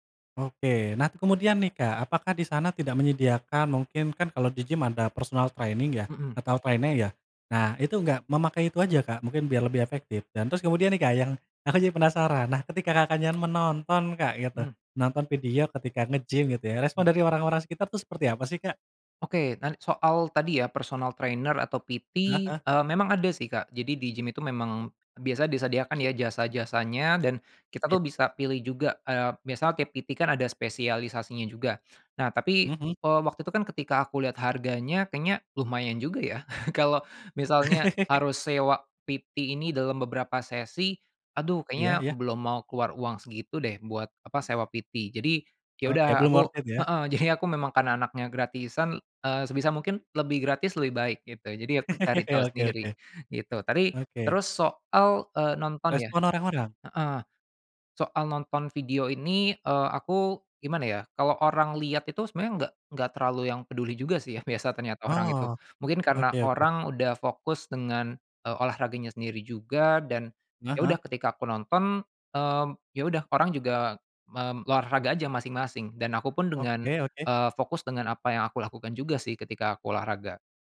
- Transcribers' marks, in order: other background noise; in English: "personal training"; in English: "trainer"; laughing while speaking: "aku"; tapping; in English: "personal trainer"; in English: "PT"; in English: "PT"; chuckle; laugh; in English: "PT"; in English: "PT"; in English: "worth it"; laughing while speaking: "Jadi"; laugh
- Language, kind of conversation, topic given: Indonesian, podcast, Pernah nggak belajar otodidak, ceritain dong?